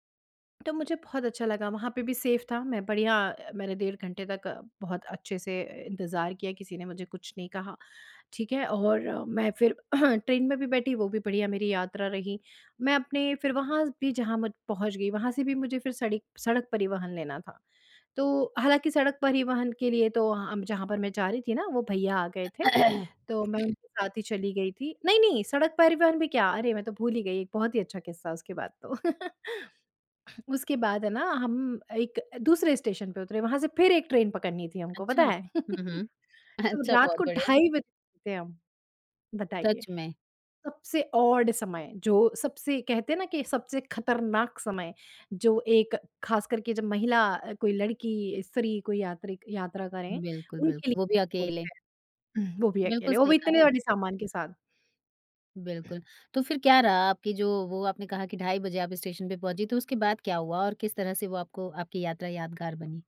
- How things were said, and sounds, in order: in English: "सेफ"; throat clearing; throat clearing; other background noise; chuckle; laughing while speaking: "अच्छा"; chuckle; in English: "ऑड"
- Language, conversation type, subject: Hindi, podcast, किस यात्रा के दौरान आपको लोगों से असली जुड़ाव महसूस हुआ?